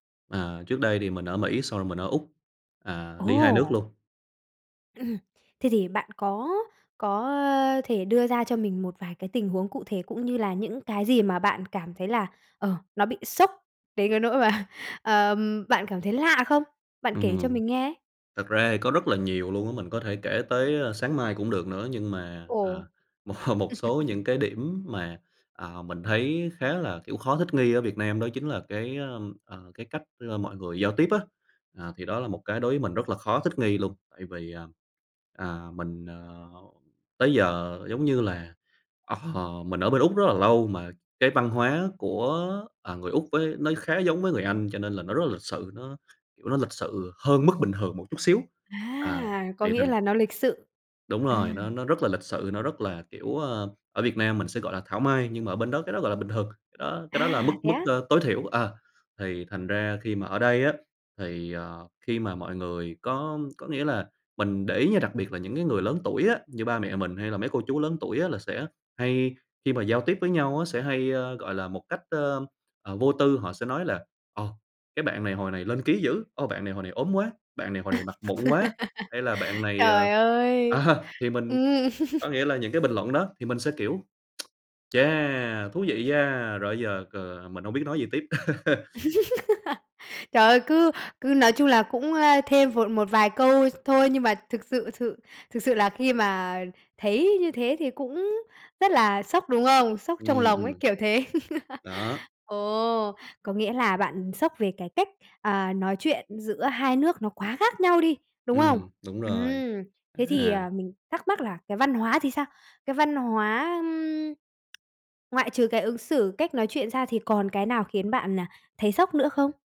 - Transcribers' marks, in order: tapping; laughing while speaking: "mà"; other background noise; laughing while speaking: "một"; chuckle; laugh; laughing while speaking: "à"; chuckle; tsk; laugh; chuckle; laugh
- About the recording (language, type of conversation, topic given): Vietnamese, advice, Bạn đang trải qua cú sốc văn hóa và bối rối trước những phong tục, cách ứng xử mới như thế nào?